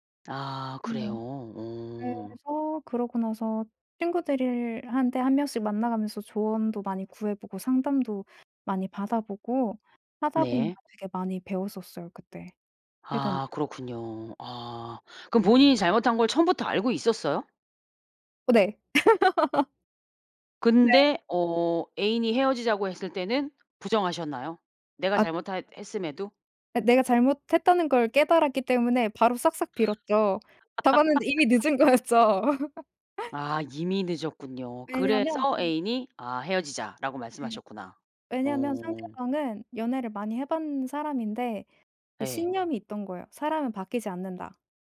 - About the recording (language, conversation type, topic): Korean, podcast, 사랑이나 관계에서 배운 가장 중요한 교훈은 무엇인가요?
- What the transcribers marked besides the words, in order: other background noise; laugh; laugh; tapping; laugh; "본" said as "반"